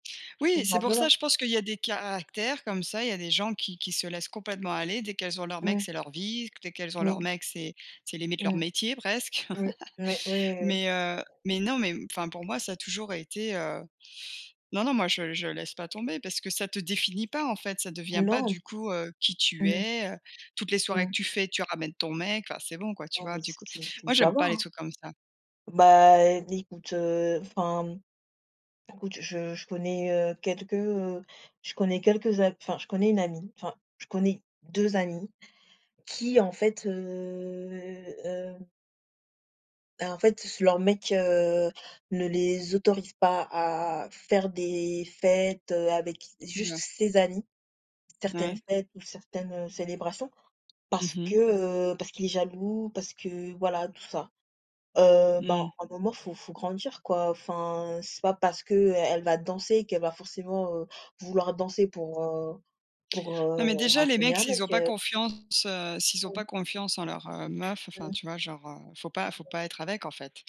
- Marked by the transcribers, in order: chuckle; unintelligible speech; drawn out: "heu"; unintelligible speech; tapping
- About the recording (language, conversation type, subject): French, unstructured, Quelle place l’amitié occupe-t-elle dans une relation amoureuse ?